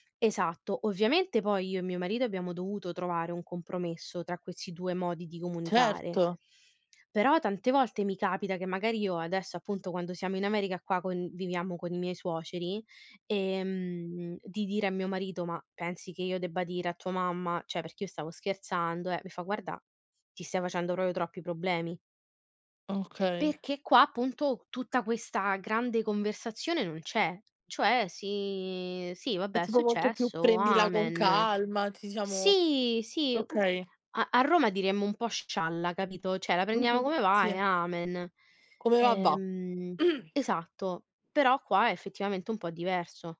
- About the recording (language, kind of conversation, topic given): Italian, unstructured, Come ti senti quando parli delle tue emozioni con gli altri?
- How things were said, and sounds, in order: "proprio" said as "propio"; other background noise; tapping; throat clearing